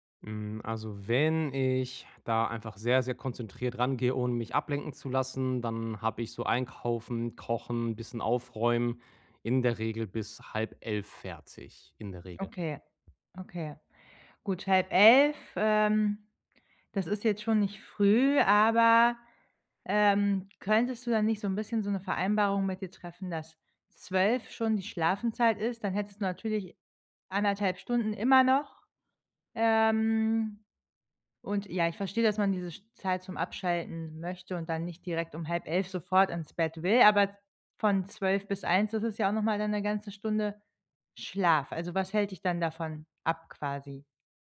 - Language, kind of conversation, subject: German, advice, Wie kann ich beim Training langfristig motiviert bleiben?
- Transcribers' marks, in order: none